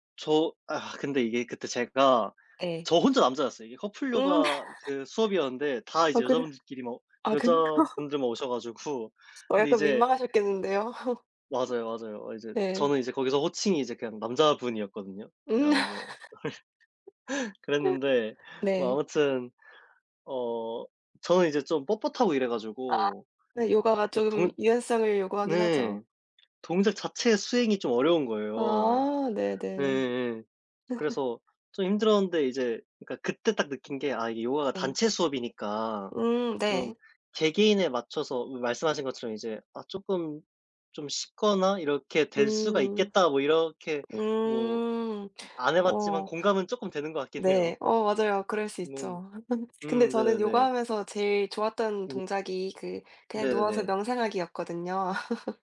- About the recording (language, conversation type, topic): Korean, unstructured, 운동을 하면서 가장 행복했던 기억이 있나요?
- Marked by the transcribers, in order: chuckle; tapping; other background noise; chuckle; laugh; laugh; chuckle; laughing while speaking: "네"; laugh; laughing while speaking: "해요"; chuckle